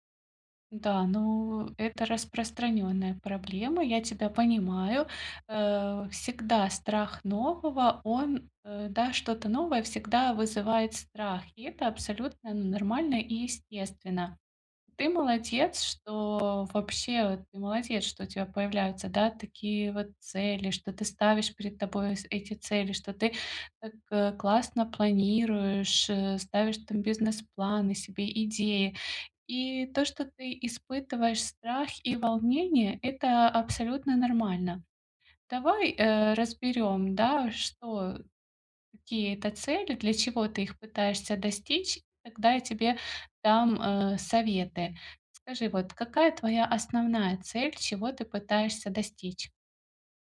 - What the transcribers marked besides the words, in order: other background noise
- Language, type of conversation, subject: Russian, advice, Как заранее увидеть и подготовиться к возможным препятствиям?